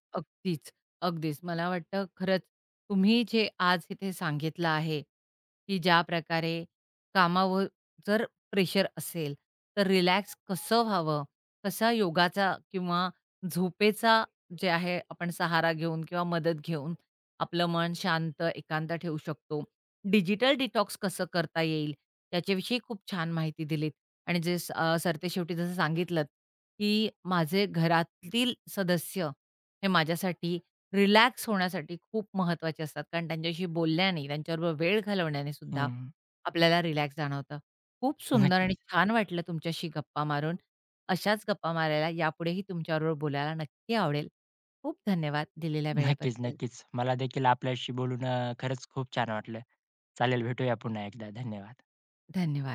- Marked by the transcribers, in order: tapping; other background noise; in English: "डिजिटल डिटॉक्स"
- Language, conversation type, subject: Marathi, podcast, कामानंतर आराम मिळवण्यासाठी तुम्ही काय करता?